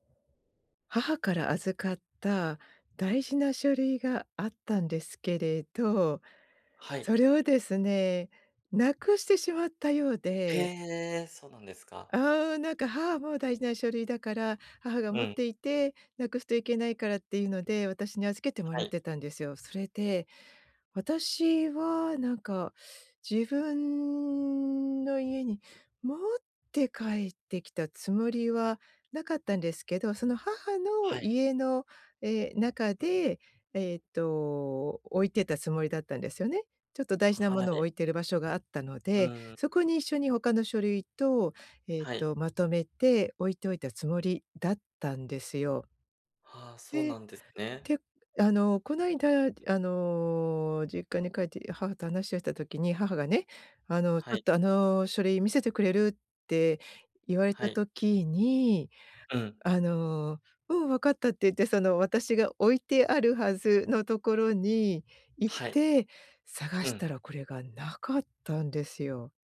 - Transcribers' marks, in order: none
- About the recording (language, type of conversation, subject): Japanese, advice, ミスを認めて関係を修復するためには、どのような手順で信頼を回復すればよいですか？